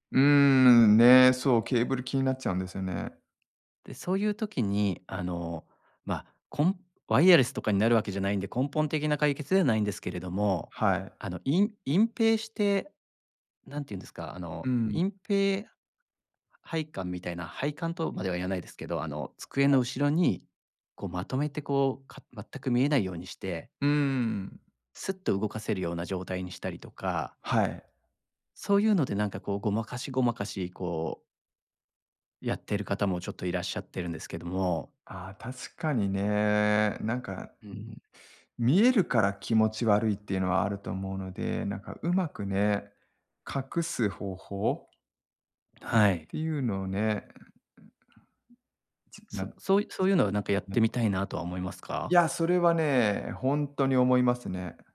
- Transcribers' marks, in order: other background noise; unintelligible speech
- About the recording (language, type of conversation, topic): Japanese, advice, 価値観の変化で今の生活が自分に合わないと感じるのはなぜですか？